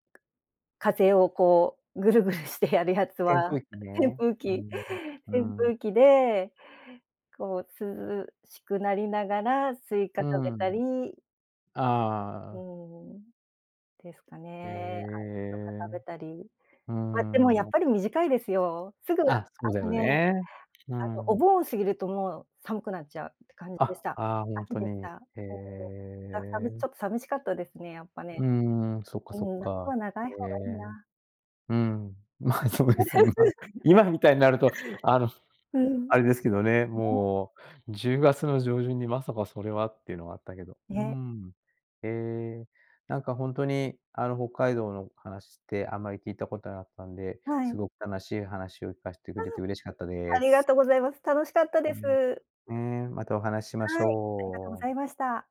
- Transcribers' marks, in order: unintelligible speech; laughing while speaking: "まあそうですよね、まあ"; laugh
- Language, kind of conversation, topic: Japanese, podcast, 子どものころ、自然の中でいちばん印象に残っている思い出を教えてくれますか？
- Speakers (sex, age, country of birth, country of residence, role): female, 55-59, Japan, Japan, guest; male, 60-64, Japan, Japan, host